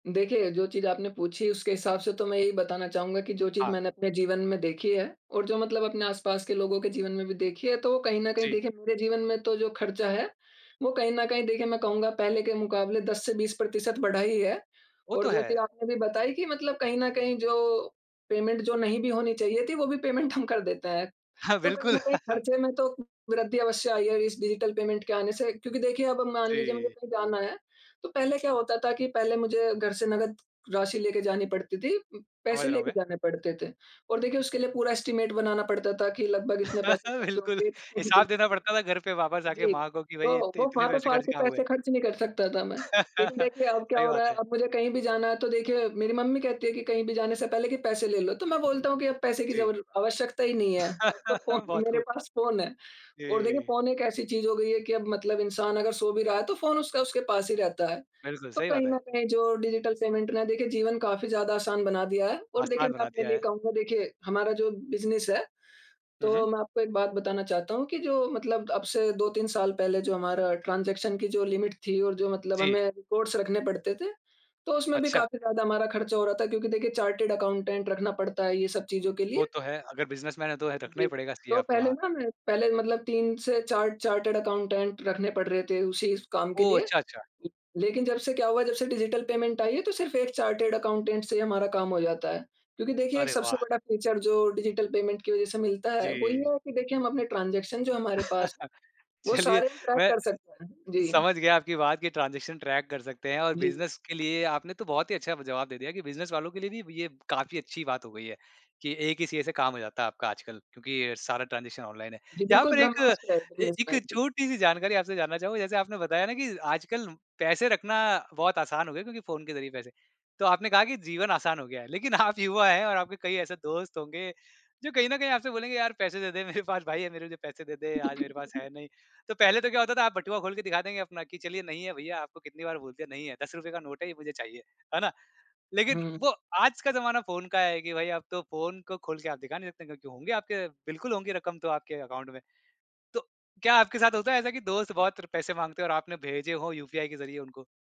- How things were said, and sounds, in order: in English: "पेमेंट"; in English: "पेमेंट"; laughing while speaking: "हम"; chuckle; in English: "डिजिटल पेमेंट"; in English: "एस्टीमेट"; laugh; laughing while speaking: "बिल्कुल"; chuckle; laugh; laugh; laughing while speaking: "फ़ोन"; in English: "डिजिटल पेमेंट"; in English: "ट्रांज़ेक्शन"; in English: "लिमिट"; in English: "रिपोर्ट्स"; in English: "बिज़नेसमैन"; in English: "डिजिटल पेमेंट"; in English: "फीचर"; in English: "डिजिटल पेमेंट"; in English: "ट्रांज़ेक्शन"; chuckle; laughing while speaking: "चलिए"; in English: "ट्रांज़ेक्शन ट्रैक"; in English: "ट्रैक"; in English: "ट्रांज़ेक्शन"; in English: "बिज़नेसमैन"; laughing while speaking: "आप"; laughing while speaking: "पास"; giggle; in English: "अकाउंट"
- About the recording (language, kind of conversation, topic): Hindi, podcast, डिजिटल भुगतान करने के बाद अपने खर्च और बजट को संभालना आपको कैसा लगा?